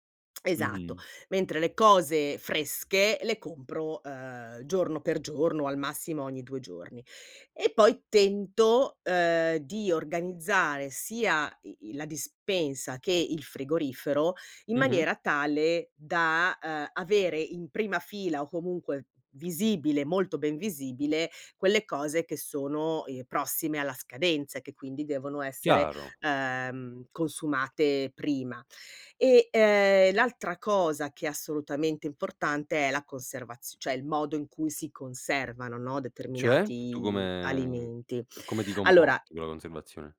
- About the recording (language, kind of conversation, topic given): Italian, podcast, Come organizzi la dispensa per evitare sprechi alimentari?
- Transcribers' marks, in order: "comunque" said as "homunque"; tapping